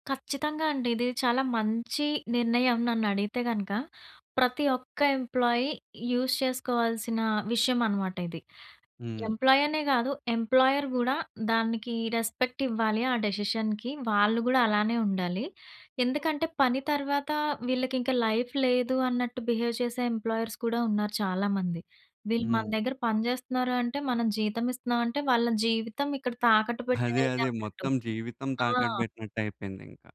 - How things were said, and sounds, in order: in English: "ఎంప్లాయీ యూజ్"; in English: "ఎంప్లాయీ"; in English: "ఎంప్లాయర్"; in English: "రెస్పెక్ట్"; in English: "డెసిషన్‌కి"; in English: "లైఫ్"; in English: "బిహేవ్"; in English: "ఎంప్లాయర్స్"
- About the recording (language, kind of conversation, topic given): Telugu, podcast, ఇంటి బాధ్యతల మధ్య పని–వ్యక్తిగత జీవితం సమతుల్యతను మీరు ఎలా సాధించారు?